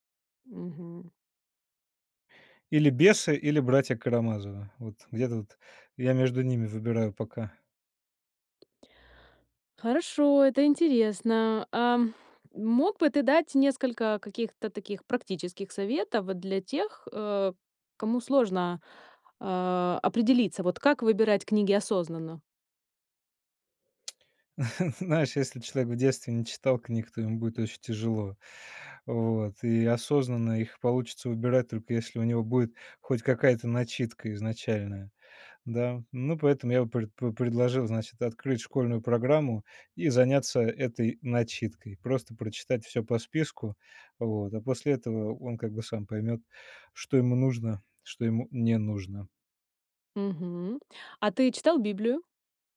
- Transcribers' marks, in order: tapping; tsk; chuckle
- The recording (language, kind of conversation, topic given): Russian, podcast, Как книги влияют на наше восприятие жизни?